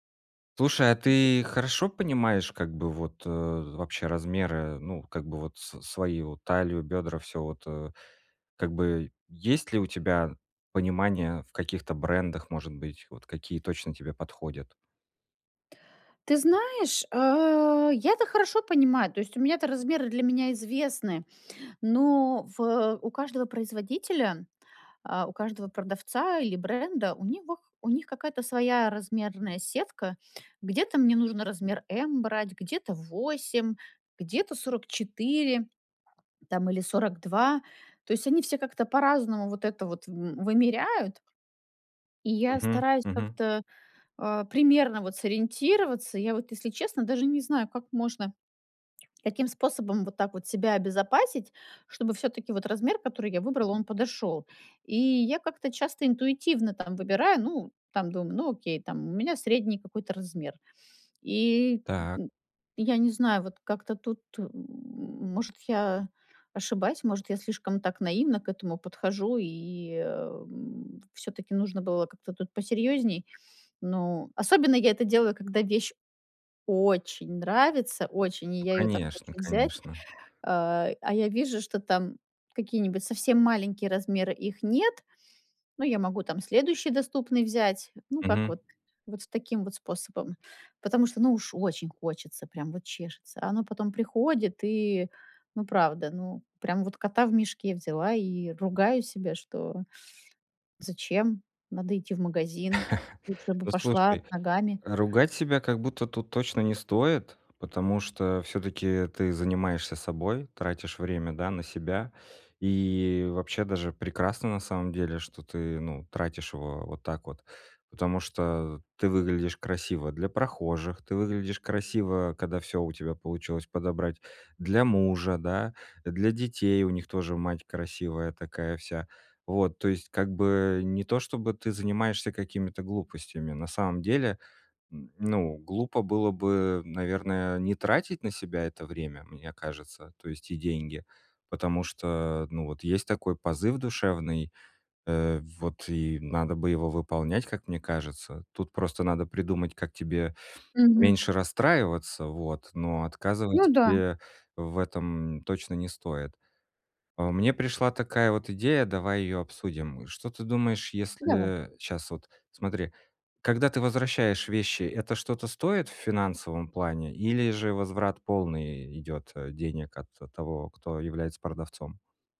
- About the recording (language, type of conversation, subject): Russian, advice, Как выбрать правильный размер и проверить качество одежды при покупке онлайн?
- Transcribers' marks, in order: unintelligible speech; grunt; stressed: "очень"; chuckle; "когда" said as "када"